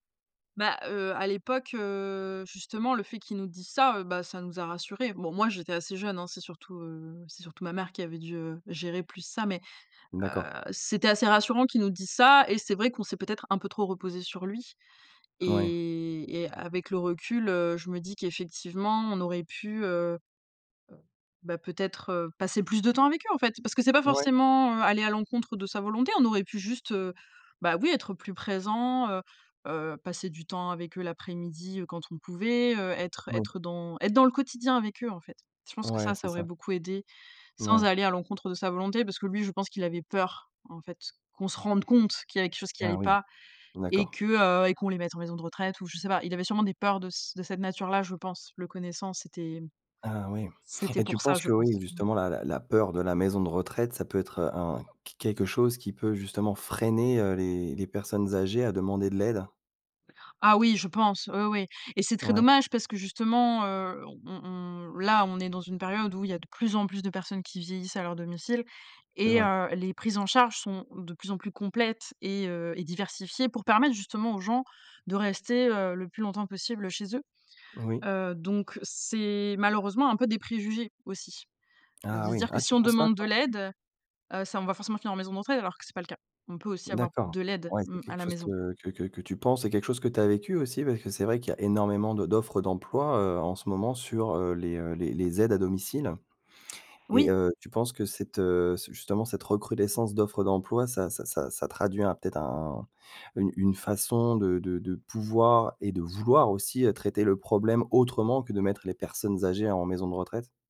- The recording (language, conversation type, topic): French, podcast, Comment est-ce qu’on aide un parent qui vieillit, selon toi ?
- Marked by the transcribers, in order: stressed: "rende"; stressed: "freiner"; stressed: "là"